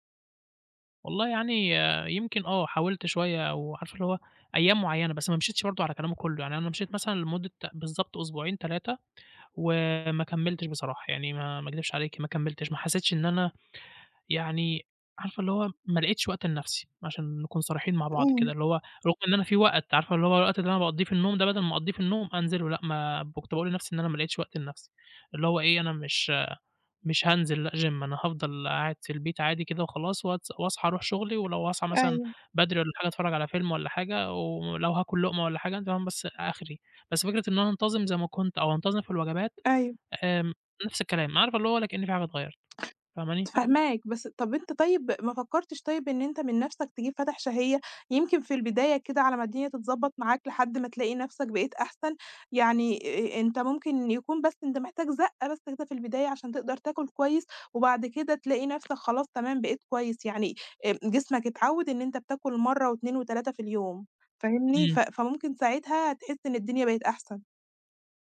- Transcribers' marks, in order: in English: "GYM"; other background noise
- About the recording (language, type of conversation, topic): Arabic, advice, إزاي أظبّط مواعيد أكلي بدل ما تبقى ملخبطة وبتخلّيني حاسس/ة بإرهاق؟